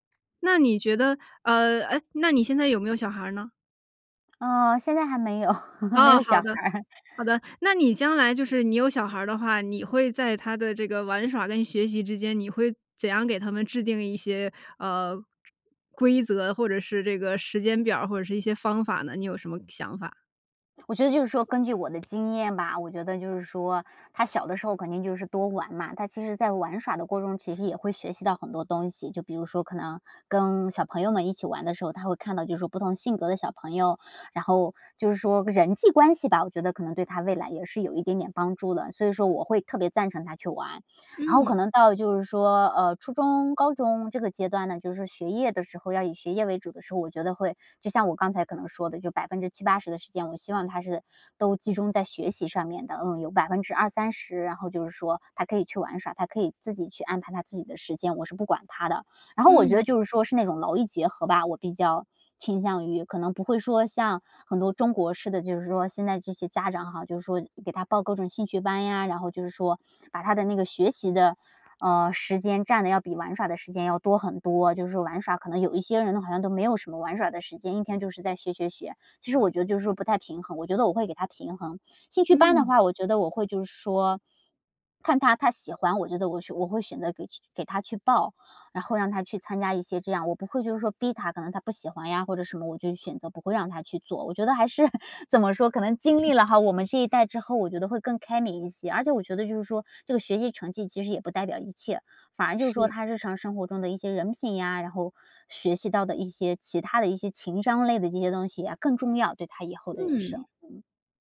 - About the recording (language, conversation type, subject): Chinese, podcast, 你觉得学习和玩耍怎么搭配最合适?
- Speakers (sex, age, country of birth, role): female, 30-34, China, guest; female, 30-34, China, host
- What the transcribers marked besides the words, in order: laughing while speaking: "没有，没有小孩儿"; other background noise; laughing while speaking: "还是"